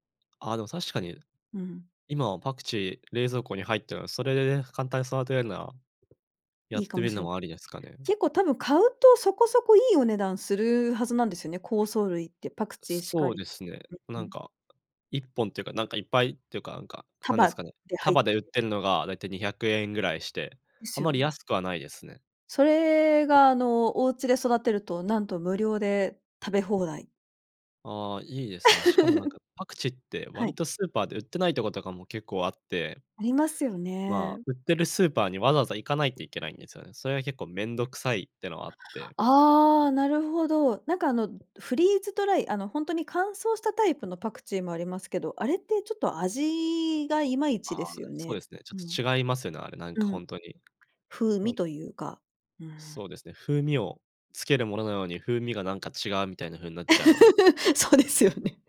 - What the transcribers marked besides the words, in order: other noise; other background noise; laugh; tapping; laugh; laughing while speaking: "そうですよね"
- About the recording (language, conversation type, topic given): Japanese, advice, 節約しすぎて生活の楽しみが減ってしまったのはなぜですか？